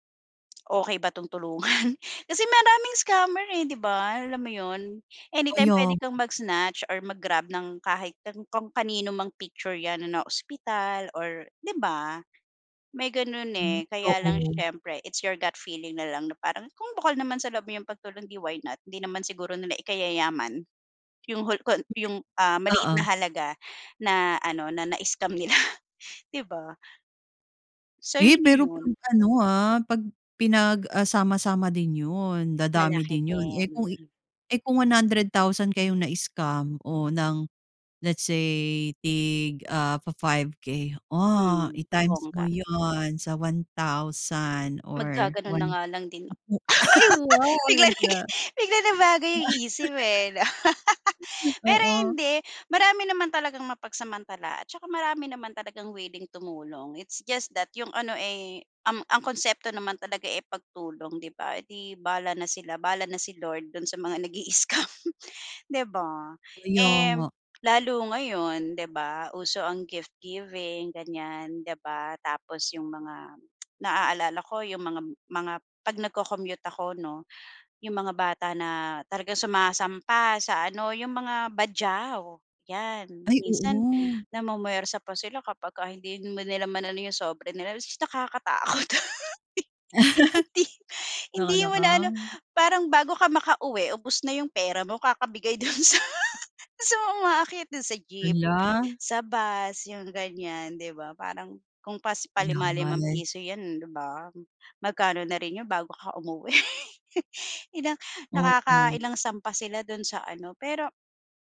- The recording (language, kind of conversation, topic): Filipino, podcast, Ano ang ibig sabihin ng bayanihan para sa iyo, at bakit?
- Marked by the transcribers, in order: other background noise; in English: "it's your gut feeling"; in English: "why not?"; unintelligible speech; laughing while speaking: "nila"; gasp; laugh; laughing while speaking: "Biglang naging biglang nabago yung isip eh, 'no?"; unintelligible speech; laugh; in English: "it's just that"; tapping; laughing while speaking: "nag-i-scam"; laughing while speaking: "nakakatakot"; laugh; unintelligible speech; laugh; laughing while speaking: "dun sa"; laughing while speaking: "umuwi"